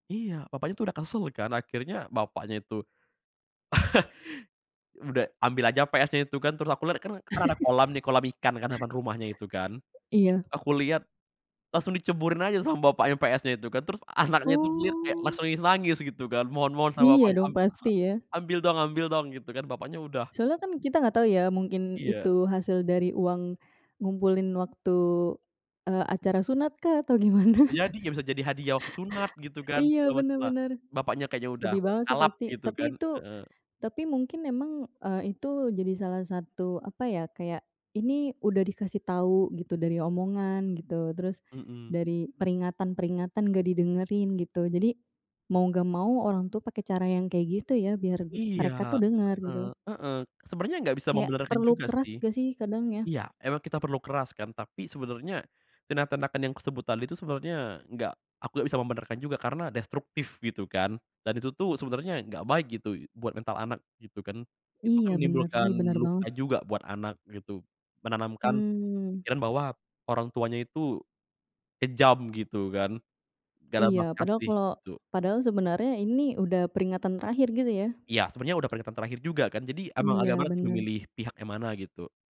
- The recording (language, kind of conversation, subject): Indonesian, podcast, Bagaimana sebaiknya kita mengatur waktu layar untuk anak dan remaja?
- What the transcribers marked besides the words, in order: chuckle; chuckle; tapping; other background noise; laughing while speaking: "anaknya"; laughing while speaking: "gimana?"; chuckle